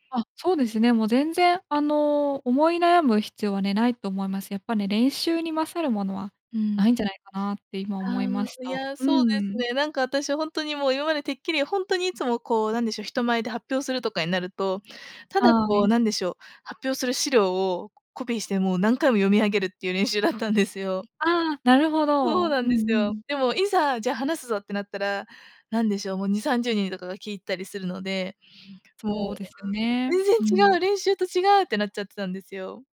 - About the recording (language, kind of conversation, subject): Japanese, advice, 人前で話すと強い緊張で頭が真っ白になるのはなぜですか？
- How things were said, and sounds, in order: none